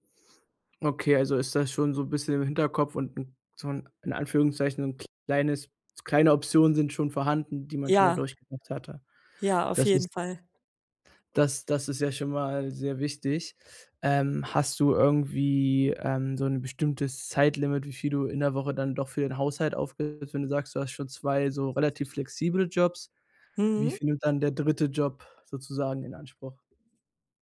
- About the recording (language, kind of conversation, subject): German, podcast, Wie teilt ihr zu Hause die Aufgaben und Rollen auf?
- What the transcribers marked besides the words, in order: other background noise; unintelligible speech